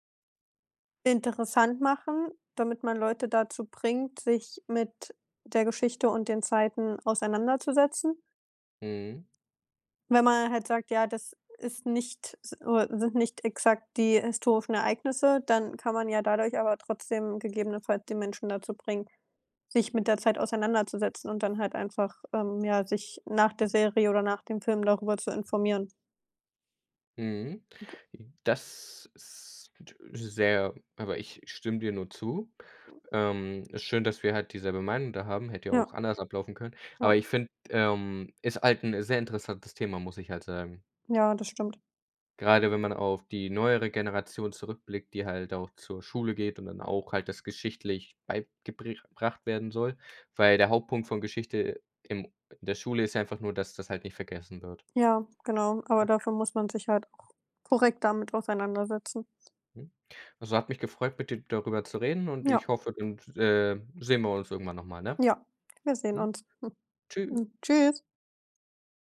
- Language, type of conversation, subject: German, unstructured, Was ärgert dich am meisten an der Art, wie Geschichte erzählt wird?
- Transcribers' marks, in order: other background noise